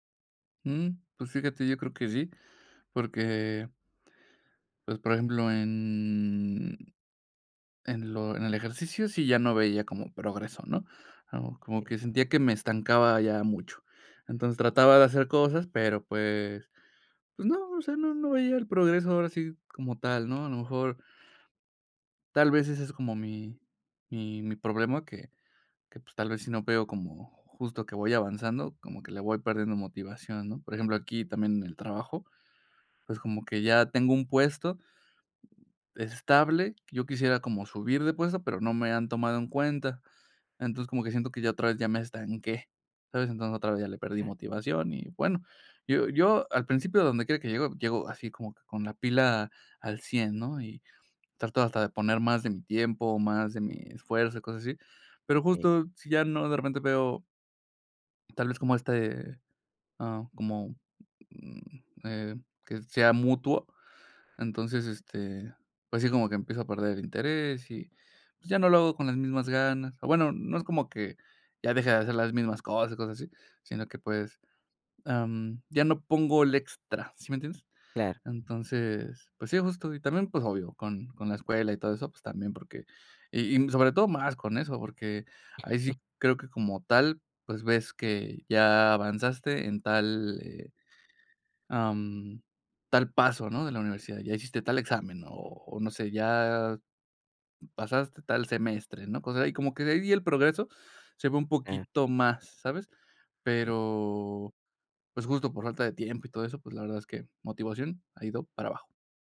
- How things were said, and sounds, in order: drawn out: "en"; chuckle
- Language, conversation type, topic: Spanish, advice, ¿Cómo puedo mantener la motivación a largo plazo cuando me canso?